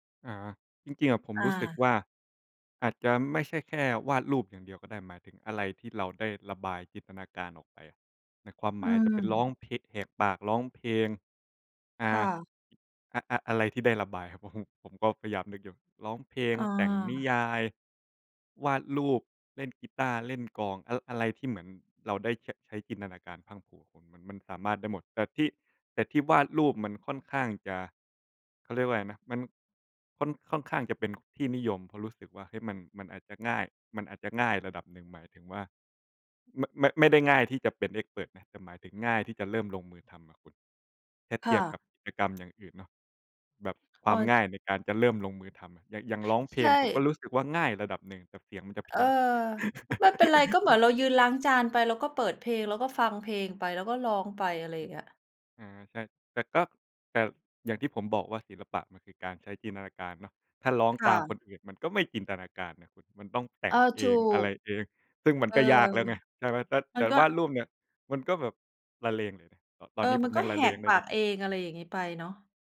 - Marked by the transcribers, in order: in English: "เอกซ์เพิร์ต"; laugh
- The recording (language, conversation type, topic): Thai, unstructured, ศิลปะช่วยให้เรารับมือกับความเครียดอย่างไร?